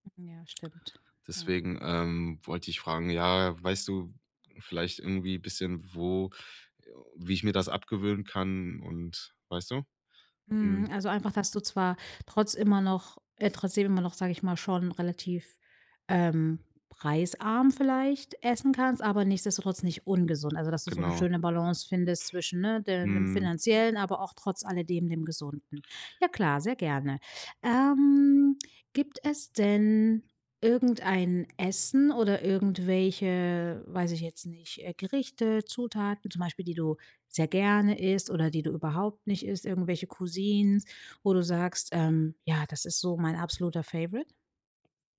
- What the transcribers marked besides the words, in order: other background noise; joyful: "Ja klar"; drawn out: "Ähm"; in French: "Cuisines"; in English: "Favorite?"
- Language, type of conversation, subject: German, advice, Wie kann ich lernen, mich günstig und gesund zu ernähren, wenn ich wenig Zeit und Geld habe?